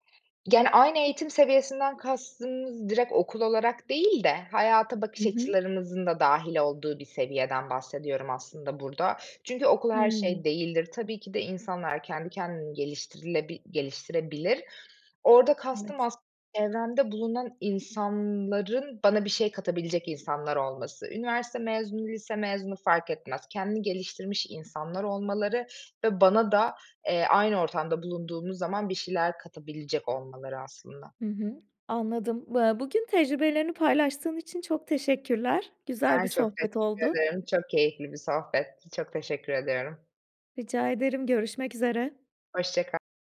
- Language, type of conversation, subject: Turkish, podcast, Para mı, iş tatmini mi senin için daha önemli?
- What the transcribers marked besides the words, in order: tapping; other background noise